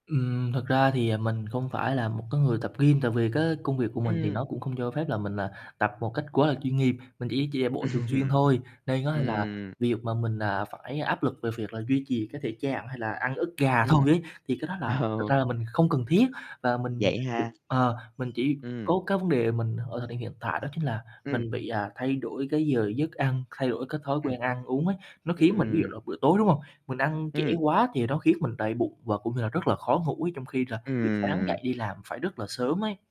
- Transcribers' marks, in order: tapping; laughing while speaking: "Ừm"; horn; laughing while speaking: "Ờ"; other background noise; distorted speech
- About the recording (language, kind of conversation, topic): Vietnamese, advice, Làm thế nào để tôi duy trì chế độ ăn uống khi công việc quá bận rộn?